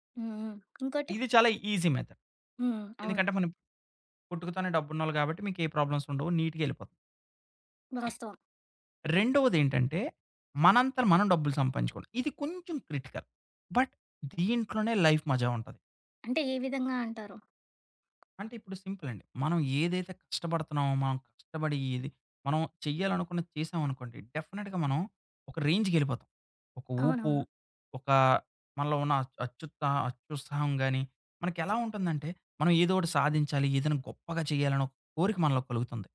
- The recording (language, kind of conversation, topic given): Telugu, podcast, డబ్బు లేదా స్వేచ్ఛ—మీకు ఏది ప్రాధాన్యం?
- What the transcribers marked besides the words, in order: tapping; in English: "ఈజీ మెథడ్"; in English: "నీట్‌గెళ్ళిపో"; other background noise; in English: "క్రిటికల్. బట్"; in English: "లైఫ్"; in English: "డెఫనిట్‌గా"; in English: "రేంజ్‌కెళ్ళిపోతాం"